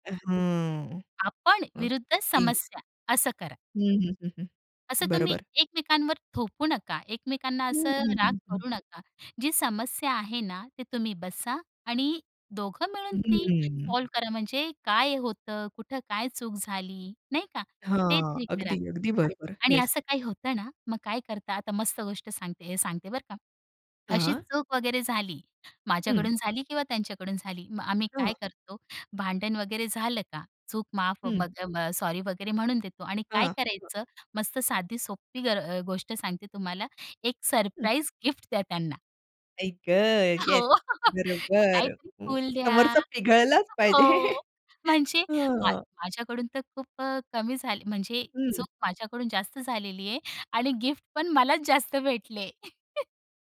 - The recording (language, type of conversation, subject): Marathi, podcast, लग्नानंतर प्रेम कसे ताजे ठेवता?
- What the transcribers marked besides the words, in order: unintelligible speech; other background noise; in English: "सॉल्व्ह"; other noise; unintelligible speech; laughing while speaking: "हो"; laugh; "वितळलाच" said as "पिघळलाच"; chuckle; chuckle